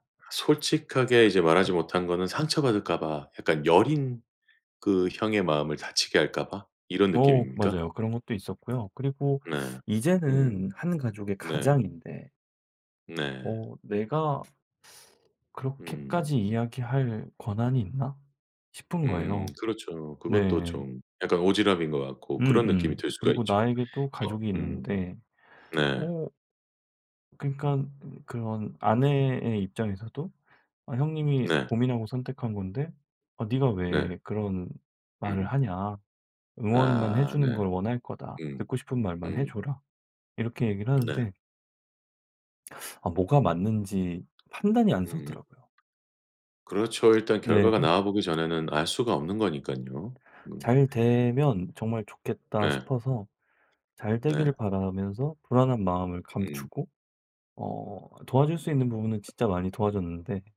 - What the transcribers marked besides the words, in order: tapping; other background noise; teeth sucking
- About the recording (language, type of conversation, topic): Korean, podcast, 가족에게 진실을 말하기는 왜 어려울까요?